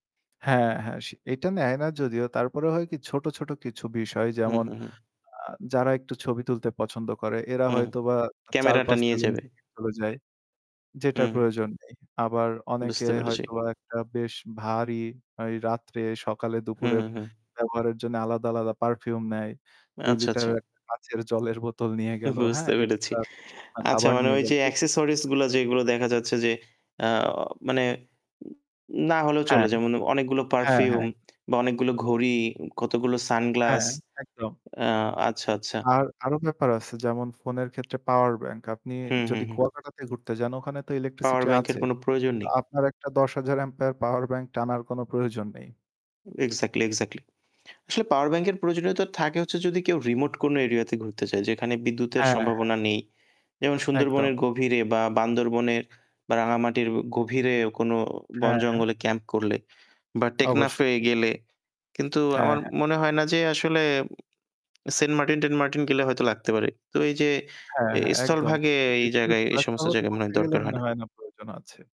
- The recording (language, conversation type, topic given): Bengali, unstructured, একটি নতুন শহর ঘুরে দেখার সময় আপনি কীভাবে পরিকল্পনা করেন?
- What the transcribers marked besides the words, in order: static; distorted speech; "কাঁচের" said as "গাছের"; laughing while speaking: "বুঝতে পেরেছি"; unintelligible speech; tapping; other background noise; "অ্যাম্পিয়ার" said as "অাম"; "যায়" said as "চায়"